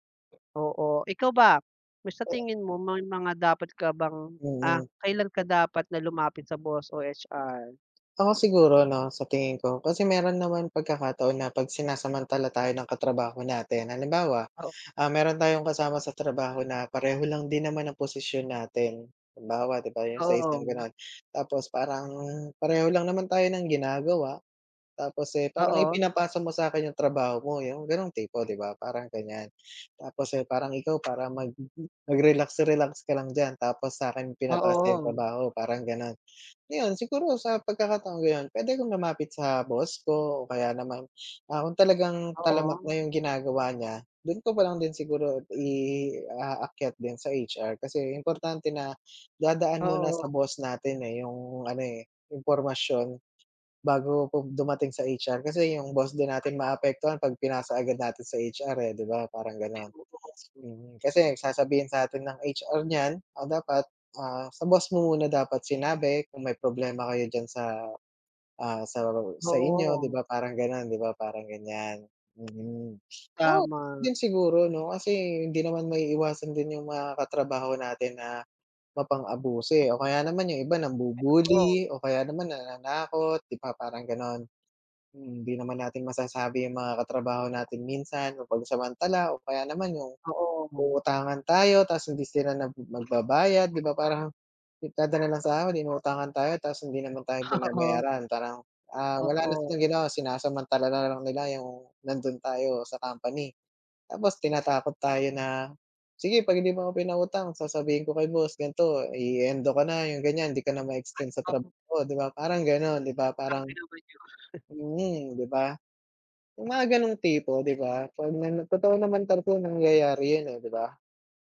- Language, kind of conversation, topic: Filipino, unstructured, Ano ang ginagawa mo kapag pakiramdam mo ay sinasamantala ka sa trabaho?
- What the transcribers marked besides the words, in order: other noise; other background noise; tapping; unintelligible speech